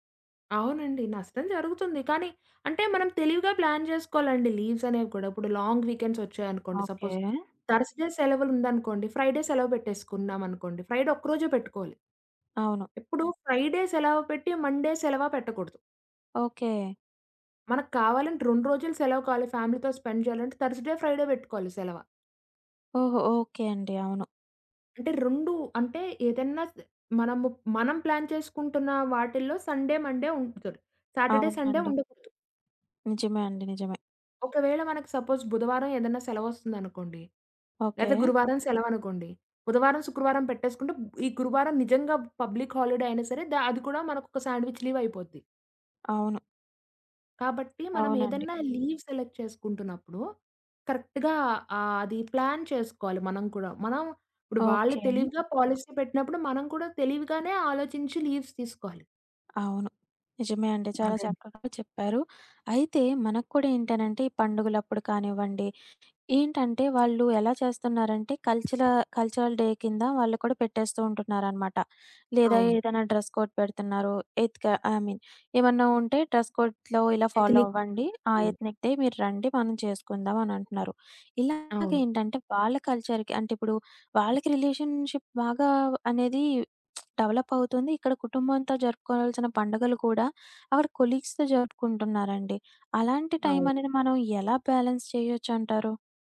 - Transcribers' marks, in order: in English: "ప్లాన్"; in English: "లీవ్స్"; in English: "లాంగ్ వీకెండ్స్"; in English: "సపోజ్ థర్స్డే"; in English: "ఫ్రైడే"; in English: "ఫ్రైడే"; in English: "ఫ్రైడే"; in English: "ఫ్యామిలీ‌తో స్పెండ్"; in English: "థర్స్డే ఫ్రైడే"; in English: "ప్లాన్"; in English: "సండే, మండే"; in English: "సాటర్‌డే సండే"; in English: "సపోజ్"; in English: "పబ్లిక్ హాలిడే"; in English: "సాండ్‌విచ్ లీవ్"; tapping; other background noise; in English: "లీవ్ సెలెక్ట్"; in English: "కరెక్ట్‌గా"; in English: "ప్లాన్"; in English: "పాలిసీ"; in English: "లీవ్స్"; in English: "కల్చరల్ డే"; in English: "డ్రెస్ కోడ్"; in English: "ఐ మీన్"; in English: "డ్రెస్ కోడ్‌లొ"; in English: "ఫాలో"; in English: "ఎతినిక్ టెక్నికల్లీ"; in English: "ఎత్నిక్ డే"; in English: "రిలేషన్‌షిప్"; lip smack; in English: "డెవలప్"; in English: "కొలీగ్స్‌తో"; in English: "బ్యాలెన్స్"
- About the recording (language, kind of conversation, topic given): Telugu, podcast, ఆఫీస్ సమయం ముగిసాక కూడా పని కొనసాగకుండా మీరు ఎలా చూసుకుంటారు?